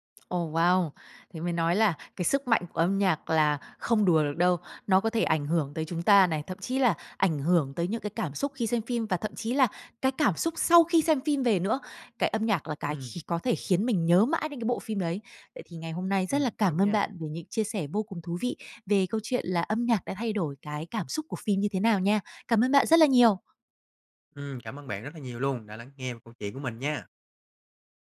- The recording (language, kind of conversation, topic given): Vietnamese, podcast, Âm nhạc thay đổi cảm xúc của một bộ phim như thế nào, theo bạn?
- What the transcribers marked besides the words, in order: tapping